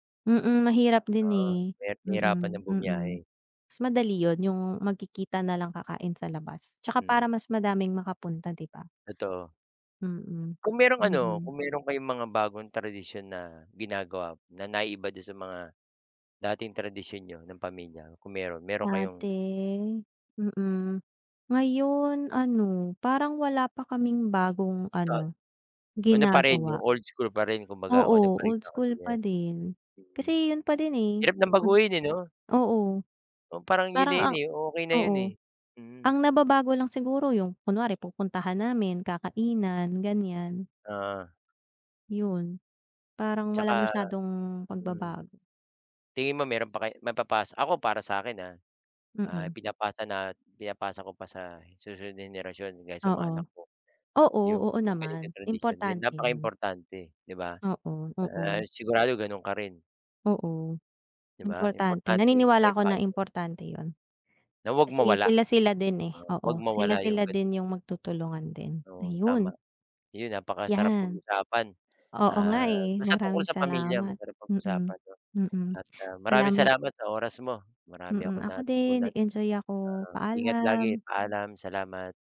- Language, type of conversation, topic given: Filipino, unstructured, Ano ang mga tradisyon ng pamilya mo na mahalaga sa iyo?
- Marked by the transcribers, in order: none